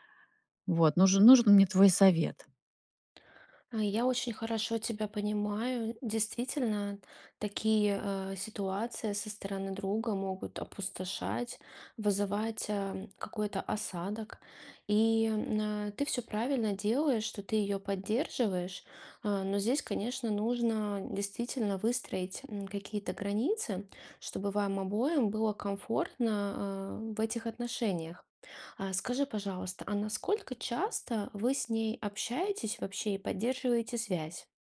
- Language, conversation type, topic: Russian, advice, Как мне правильно дистанцироваться от токсичного друга?
- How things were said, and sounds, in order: none